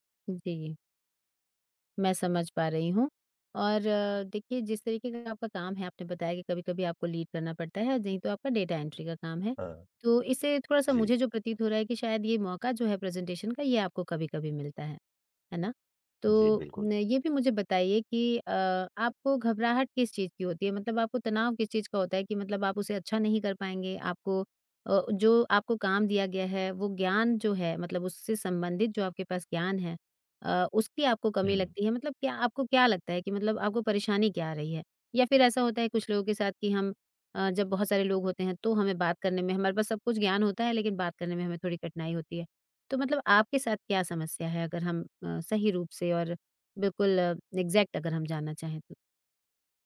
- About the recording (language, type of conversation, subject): Hindi, advice, प्रेज़ेंटेशन या मीटिंग से पहले आपको इतनी घबराहट और आत्मविश्वास की कमी क्यों महसूस होती है?
- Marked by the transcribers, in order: in English: "लीड"; in English: "डेटा एंट्री"; in English: "प्रेज़ेंटेशन"; other background noise; in English: "एग्ज़ैक्ट"